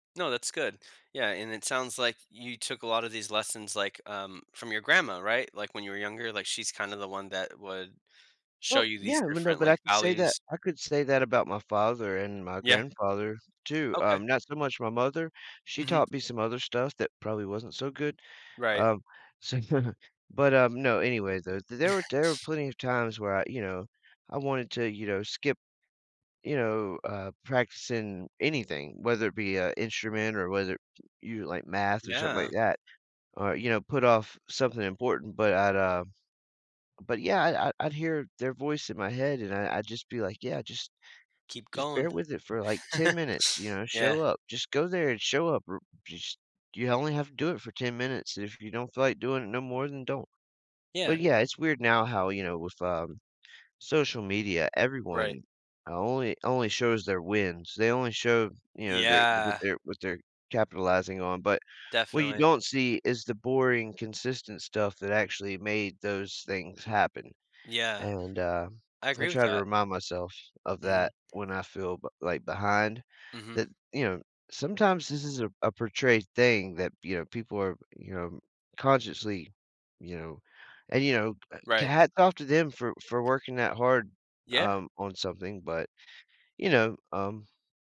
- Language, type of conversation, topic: English, podcast, How have your childhood experiences shaped who you are today?
- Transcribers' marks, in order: tapping; other background noise; chuckle; other noise; laugh